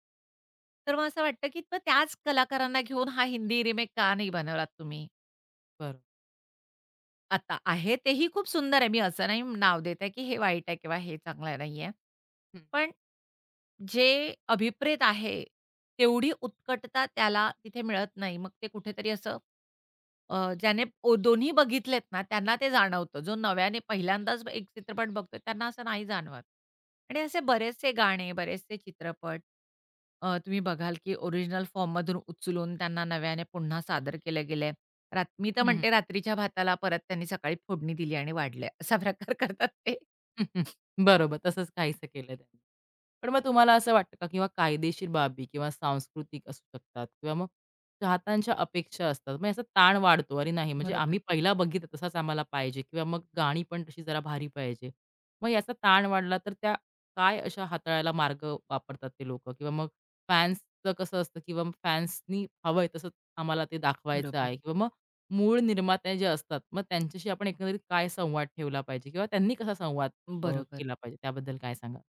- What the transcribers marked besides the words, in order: other background noise; tapping; laughing while speaking: "प्रकार करतात ते"; chuckle
- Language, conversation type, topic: Marathi, podcast, रिमेक करताना मूळ कथेचा गाभा कसा जपावा?